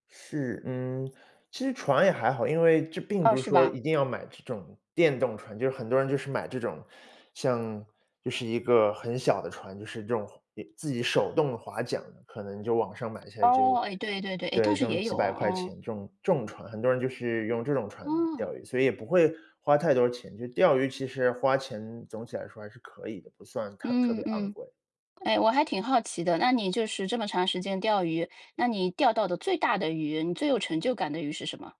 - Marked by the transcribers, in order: other background noise
- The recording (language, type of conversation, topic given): Chinese, podcast, 自学一门技能应该从哪里开始？